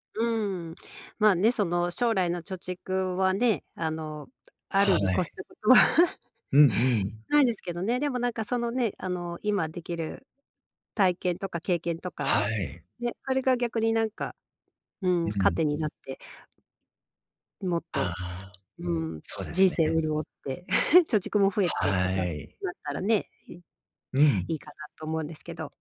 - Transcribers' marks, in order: laughing while speaking: "ことは"; tapping; chuckle
- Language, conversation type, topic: Japanese, advice, 将来の貯蓄と今の消費のバランスをどう取ればよいですか？